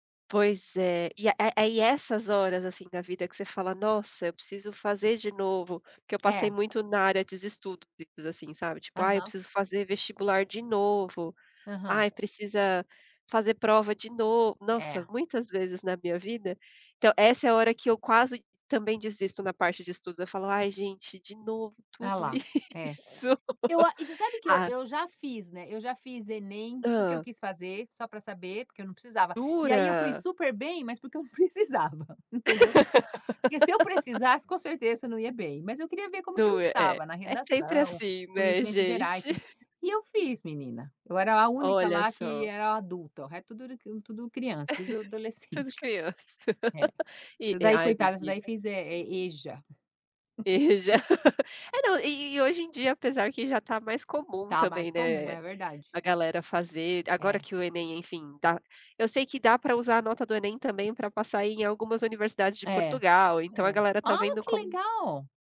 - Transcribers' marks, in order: laughing while speaking: "isso"; laugh; laughing while speaking: "porque eu não precisava"; laugh; tapping; chuckle; laugh; laughing while speaking: "criança"; laugh; laugh
- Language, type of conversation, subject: Portuguese, unstructured, Como enfrentar momentos de fracasso sem desistir?